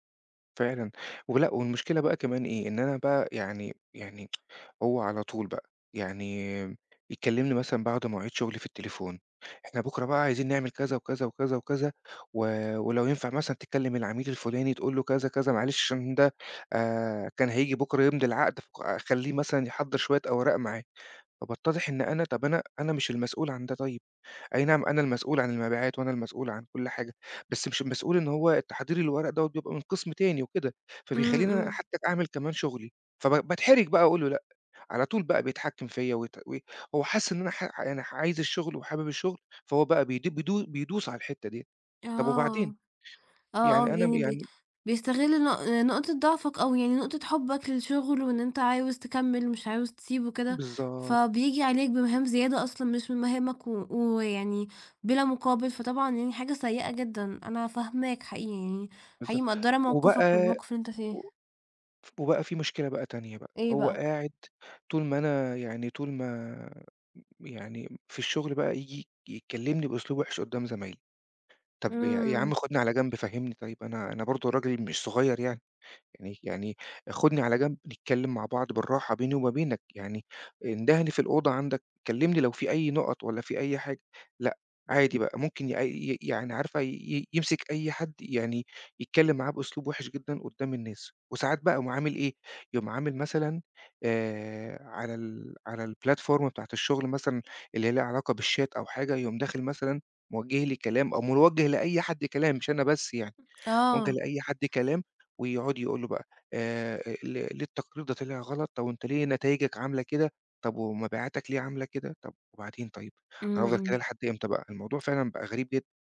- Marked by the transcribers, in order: tsk; in English: "الplatform"; in English: "بالchat"; other noise; tapping
- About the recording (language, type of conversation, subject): Arabic, advice, إزاي أتعامل مع مدير متحكم ومحتاج يحسّن طريقة التواصل معايا؟